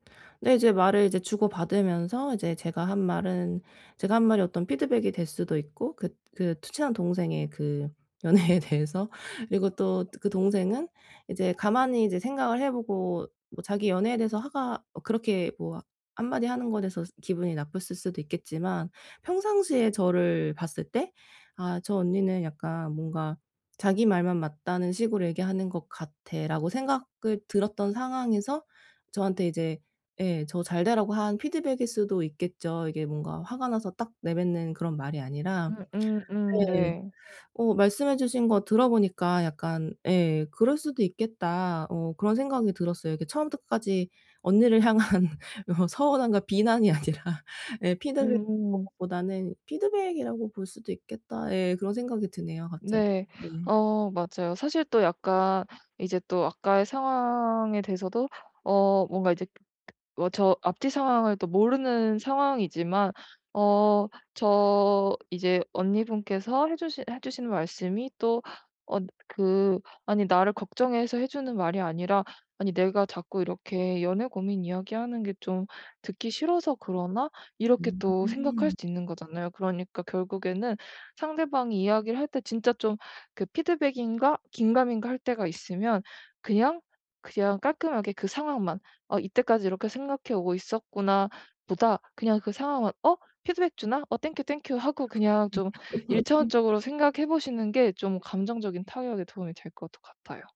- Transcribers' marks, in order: laughing while speaking: "연애에 대해서"; other background noise; laughing while speaking: "향한 어"; laughing while speaking: "아니라"; unintelligible speech; tapping; laugh
- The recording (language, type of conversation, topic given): Korean, advice, 피드백을 받을 때 방어적이지 않게 수용하는 방법
- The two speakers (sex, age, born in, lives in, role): female, 25-29, South Korea, Germany, advisor; female, 35-39, South Korea, Germany, user